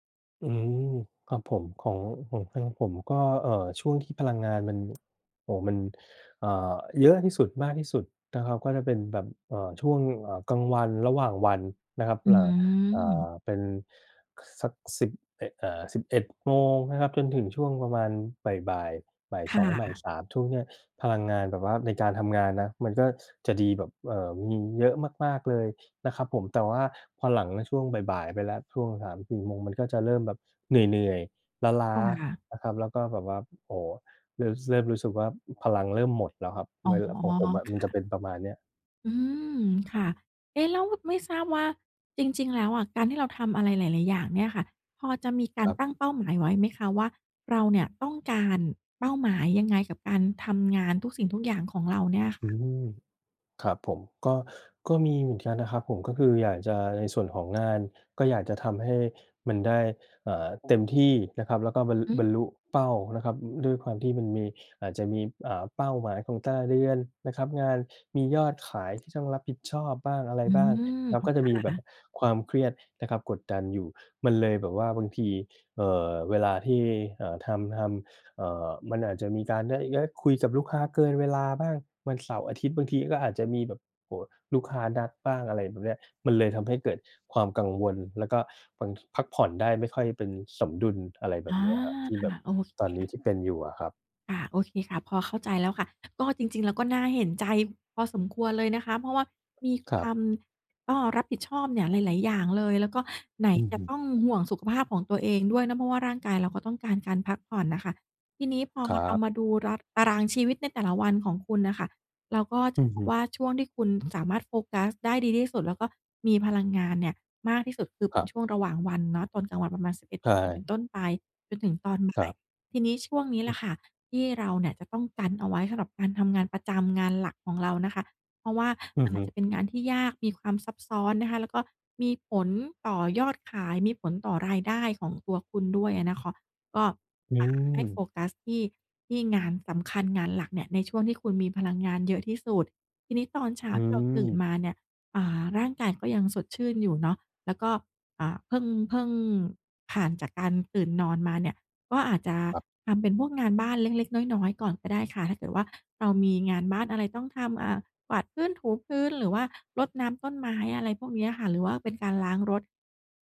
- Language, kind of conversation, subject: Thai, advice, ฉันควรจัดตารางเวลาในแต่ละวันอย่างไรให้สมดุลระหว่างงาน การพักผ่อน และชีวิตส่วนตัว?
- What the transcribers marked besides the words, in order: tapping; unintelligible speech; other background noise; unintelligible speech